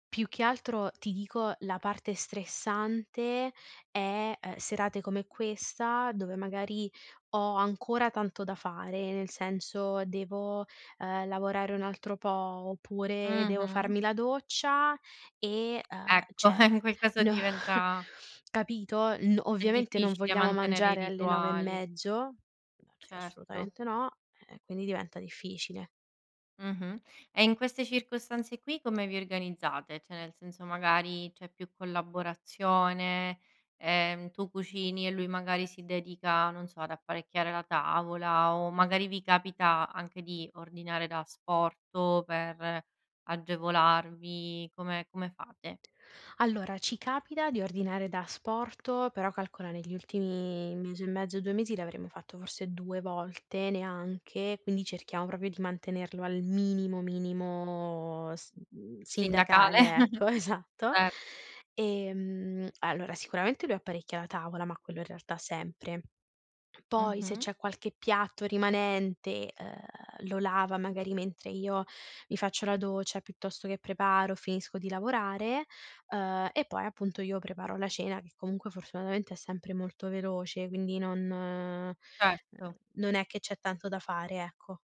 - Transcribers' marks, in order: "cioè" said as "ceh"; laughing while speaking: "no"; laughing while speaking: "e in"; "Cioè" said as "ceh"; laughing while speaking: "Sindacale"; laughing while speaking: "esatto"; tapping
- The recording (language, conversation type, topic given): Italian, podcast, Qual è il tuo rituale serale per rilassarti?